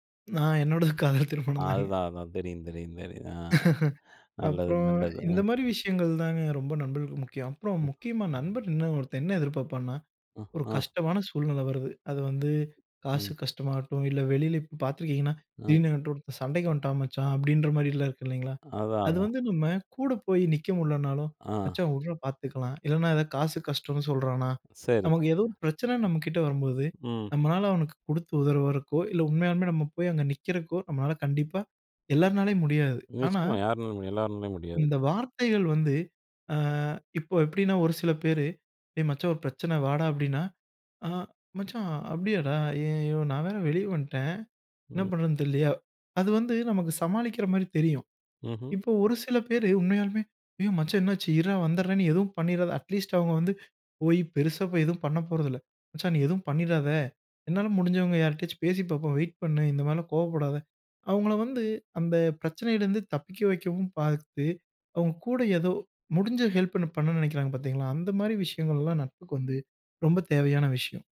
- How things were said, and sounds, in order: laughing while speaking: "என்னோடது காதல் திருமணம் தாங்க"; laugh; other noise; in English: "அட்லீஸ்ட்"; in English: "ஹெல்ப்ப"
- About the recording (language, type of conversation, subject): Tamil, podcast, நட்பை பேணுவதற்கு அவசியமான ஒரு பழக்கம் என்ன என்று நீங்கள் நினைக்கிறீர்கள்?
- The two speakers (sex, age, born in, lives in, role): male, 25-29, India, India, guest; male, 40-44, India, India, host